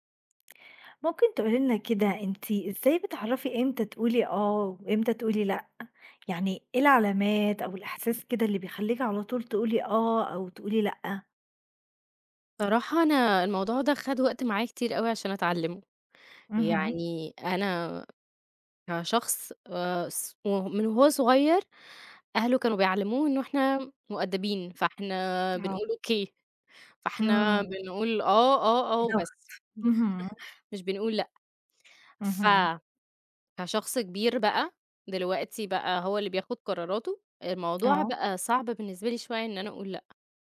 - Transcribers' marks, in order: chuckle
- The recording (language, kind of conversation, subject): Arabic, podcast, إزاي بتعرف إمتى تقول أيوه وإمتى تقول لأ؟